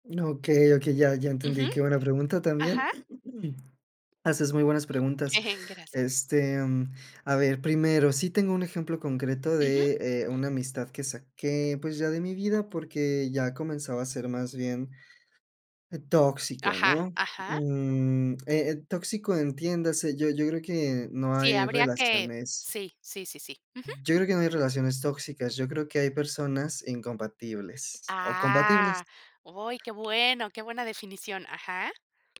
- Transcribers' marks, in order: other noise; laugh; other background noise
- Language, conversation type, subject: Spanish, podcast, ¿Qué hace que una amistad sea sana?